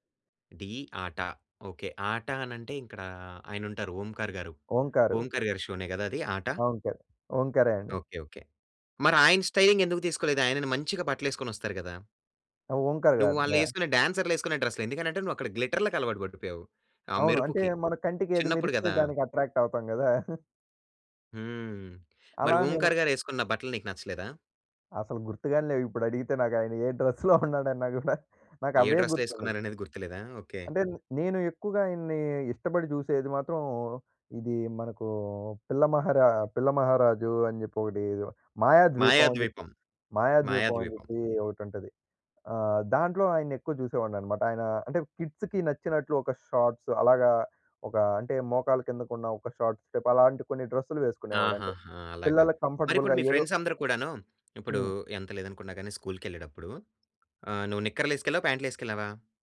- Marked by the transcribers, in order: in English: "స్టైలింగ్"; chuckle; in English: "డ్రెస్‌లో"; chuckle; in English: "డ్రెస్‌లో"; in English: "కిడ్స్‌కి"; in English: "షార్ట్స్"; in English: "షార్ట్స్ టైప్"; in English: "కంఫర్టబుల్‌గా"; in English: "ఫ్రెండ్స్"
- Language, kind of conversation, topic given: Telugu, podcast, సినిమాలు, టీవీ కార్యక్రమాలు ప్రజల ఫ్యాషన్‌పై ఎంతవరకు ప్రభావం చూపుతున్నాయి?